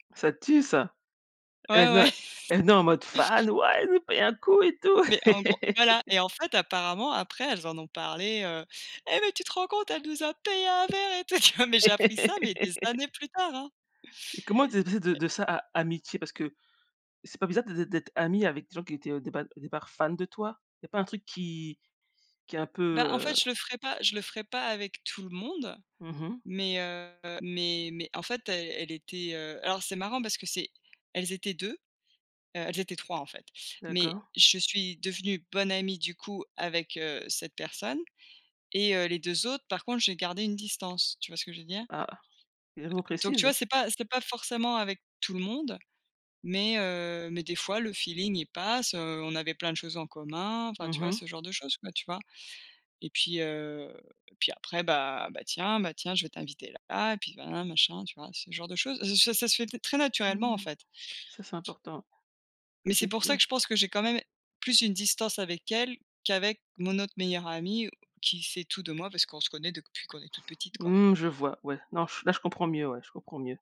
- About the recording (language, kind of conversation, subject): French, unstructured, Comment as-tu rencontré ta meilleure amie ou ton meilleur ami ?
- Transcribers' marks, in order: chuckle; put-on voice: "Ouais, elle nous paye un coup, et tout !"; put-on voice: "Eh mais tu te rends … verre et tout"; laughing while speaking: "tu vois ?"; laugh; tapping; other background noise; other noise; unintelligible speech